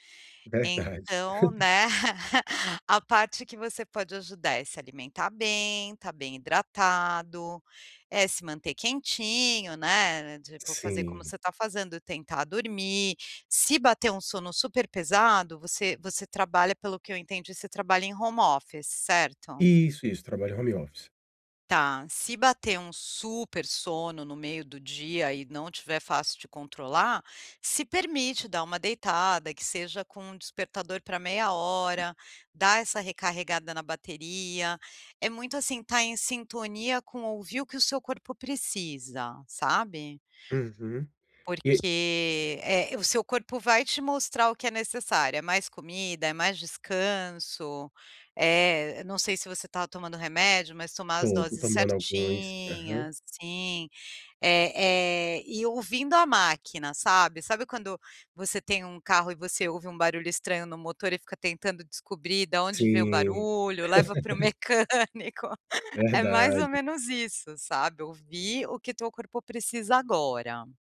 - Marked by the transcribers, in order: chuckle; in English: "home office"; in English: "home office"; tapping; laugh; laughing while speaking: "mecânico"
- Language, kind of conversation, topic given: Portuguese, advice, Como posso seguir em frente após contratempos e perdas?